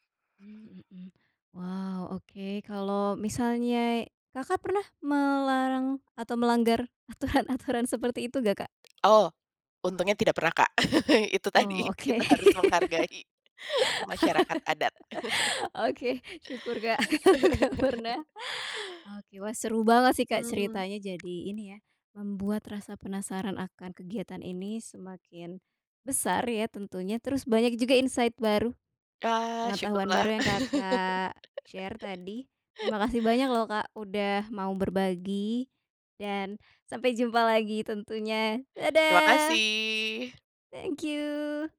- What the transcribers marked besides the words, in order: laughing while speaking: "aturan-aturan"; chuckle; laughing while speaking: "Itu tadi kita harus menghargai"; laugh; chuckle; laughing while speaking: "gak pernah"; chuckle; other background noise; in English: "insight"; in English: "share"; laugh; in English: "Thank you"
- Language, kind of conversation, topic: Indonesian, podcast, Apa petualangan di alam yang paling bikin jantung kamu deg-degan?